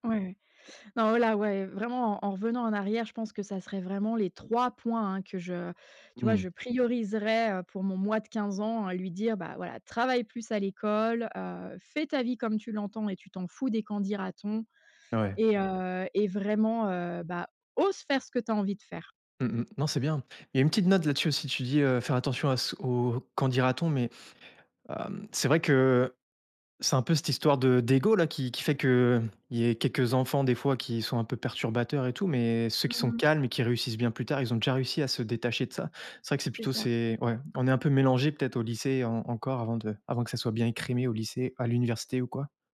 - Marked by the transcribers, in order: tapping; stressed: "ose"
- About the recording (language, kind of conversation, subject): French, podcast, Quel conseil donnerais-tu à ton toi de quinze ans ?